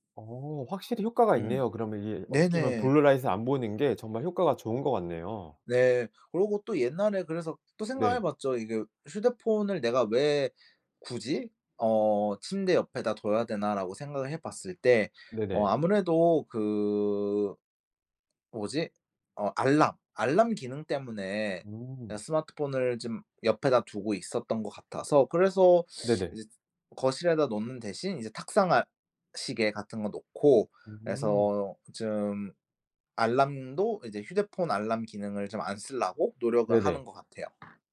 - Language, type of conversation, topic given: Korean, podcast, 잠을 잘 자려면 어떤 습관을 지키면 좋을까요?
- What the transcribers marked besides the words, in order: put-on voice: "Blue Light을"; in English: "Blue Light을"; tapping